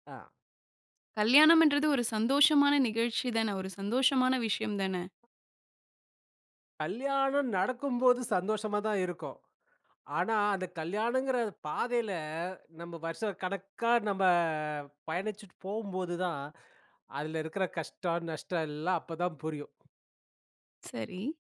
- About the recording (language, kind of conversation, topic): Tamil, podcast, ஒரு முடிவை எடுத்ததைக் குறித்து வருந்திய அனுபவத்தைப் பகிர முடியுமா?
- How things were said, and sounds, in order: other background noise; drawn out: "நம்ப"